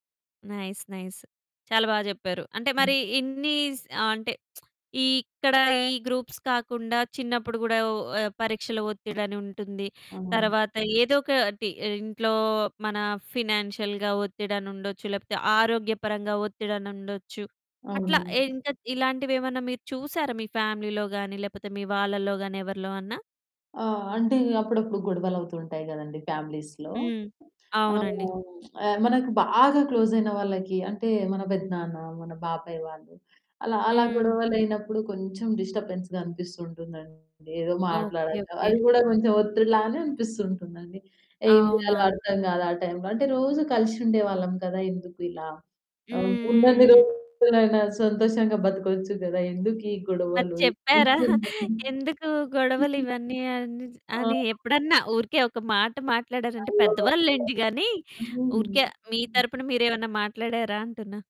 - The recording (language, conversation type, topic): Telugu, podcast, నువ్వు ఒత్తిడిని ఎలా తట్టుకుంటావు?
- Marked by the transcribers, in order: in English: "నైస్. నైస్"; lip smack; in English: "గ్రూప్స్"; in English: "ఫినాన్షియల్‌గా"; in English: "ఫ్యామిలీలో"; in English: "ఫ్యామిలీస్‌లో"; in English: "క్లోజ్"; in English: "డిస్టర్బెన్స్‌గా"; distorted speech; giggle